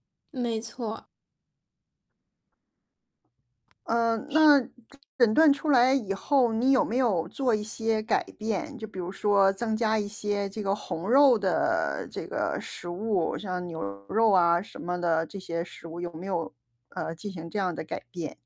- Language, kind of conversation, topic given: Chinese, advice, 在收到健康诊断后，你是如何调整生活习惯并重建自我认同的？
- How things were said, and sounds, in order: other background noise; mechanical hum; distorted speech